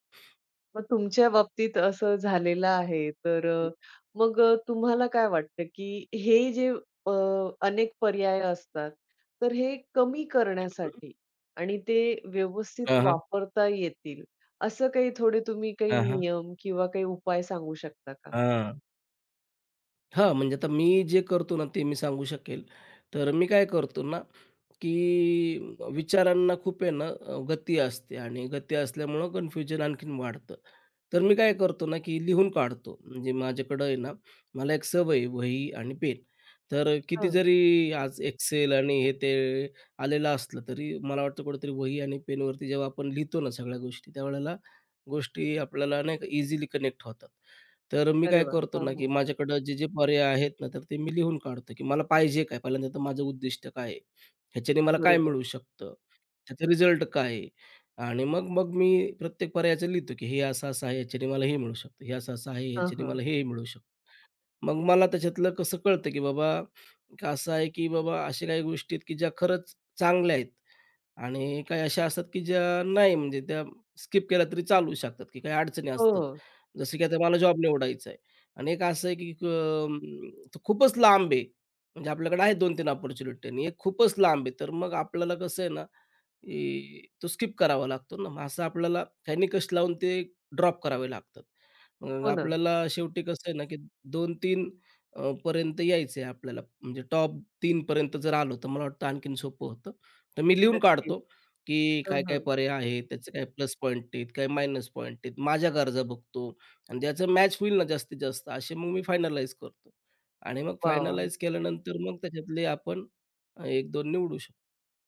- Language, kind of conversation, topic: Marathi, podcast, अनेक पर्यायांमुळे होणारा गोंधळ तुम्ही कसा दूर करता?
- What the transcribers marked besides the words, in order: unintelligible speech; other background noise; in English: "इझिली कनेक्ट"; tapping; in English: "स्किप"; in English: "अपॉर्च्युनिट"; in English: "स्किप"; in English: "ड्रॉप"; in English: "मायनस"; in English: "फायनलाईज"; in English: "फायनलाईज"